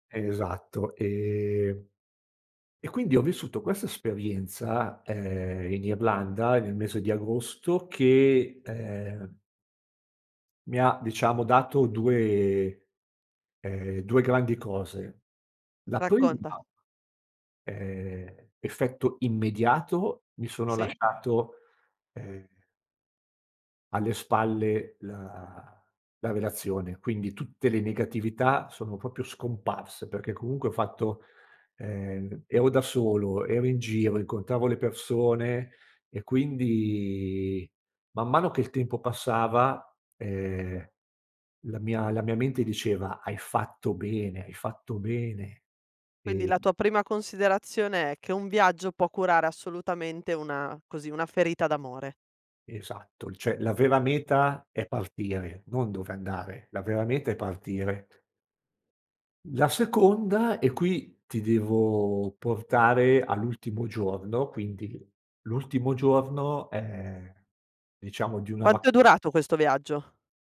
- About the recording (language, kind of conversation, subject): Italian, podcast, Qual è un viaggio che ti ha cambiato la vita?
- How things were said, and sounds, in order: "proprio" said as "propio"; "Cioè" said as "ceh"